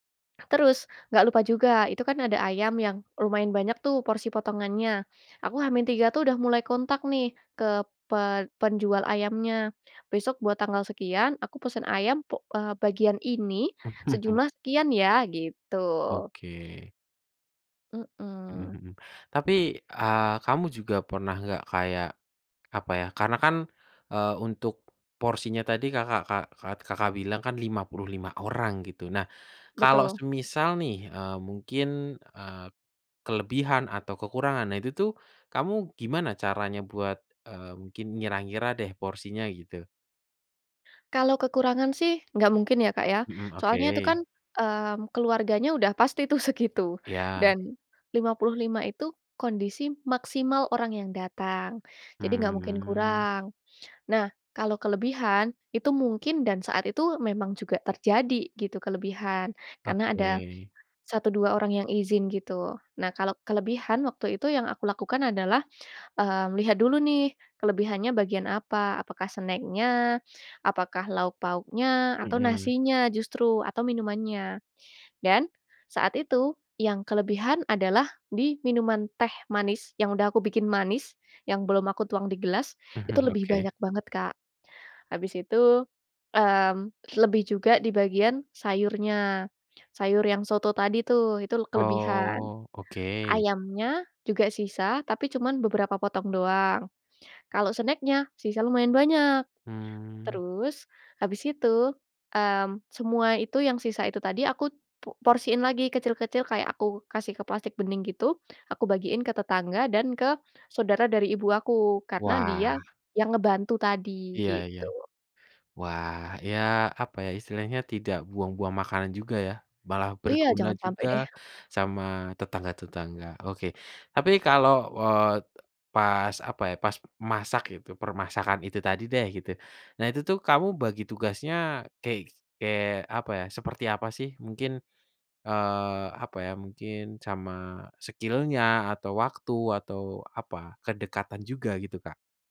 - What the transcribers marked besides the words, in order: other background noise; chuckle; tapping; in English: "snack-nya?"; in English: "snack-nya"; in English: "skill-nya"
- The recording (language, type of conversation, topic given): Indonesian, podcast, Bagaimana pengalamanmu memasak untuk keluarga besar, dan bagaimana kamu mengatur semuanya?